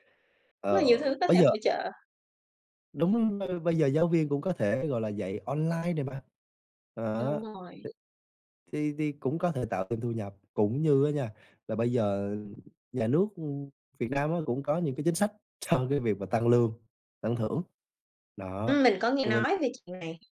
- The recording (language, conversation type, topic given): Vietnamese, podcast, Công việc nào khiến bạn cảm thấy ý nghĩa nhất ở thời điểm hiện tại?
- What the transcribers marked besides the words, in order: other background noise; other noise; laughing while speaking: "cho"; tapping